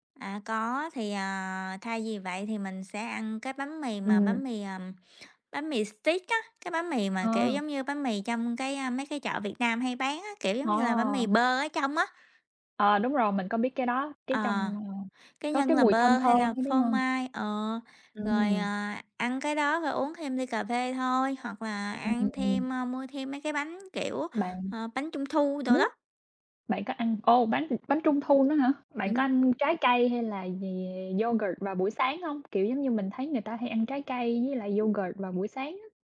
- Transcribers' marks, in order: tapping; in English: "steak"; unintelligible speech; other noise; other background noise; in English: "yogurt"; in English: "yogurt"
- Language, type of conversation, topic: Vietnamese, unstructured, Giữa ăn sáng ở nhà và ăn sáng ngoài tiệm, bạn sẽ chọn cách nào?